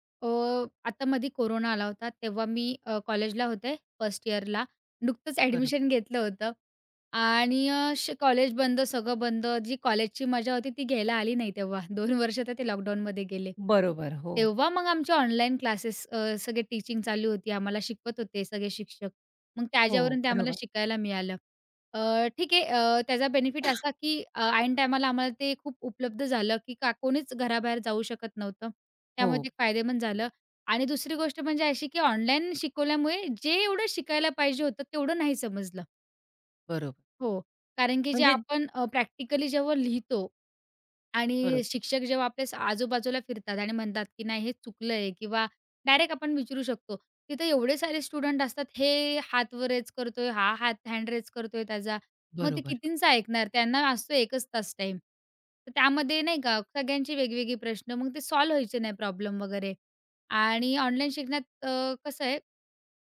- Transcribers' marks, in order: other background noise; sneeze; stressed: "जेवढं"; in English: "प्रॅक्टिकली"; tapping
- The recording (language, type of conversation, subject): Marathi, podcast, इंटरनेटमुळे तुमच्या शिकण्याच्या पद्धतीत काही बदल झाला आहे का?